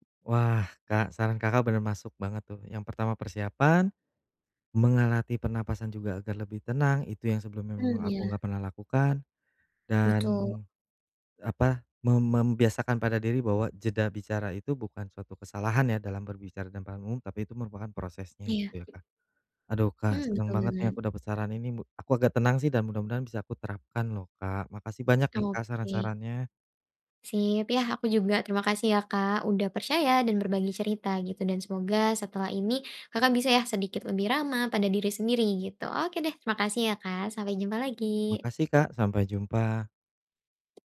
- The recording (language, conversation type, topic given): Indonesian, advice, Bagaimana cara mengurangi kecemasan saat berbicara di depan umum?
- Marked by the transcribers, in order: "melatih" said as "mengelatih"; "depan" said as "dempan"; other background noise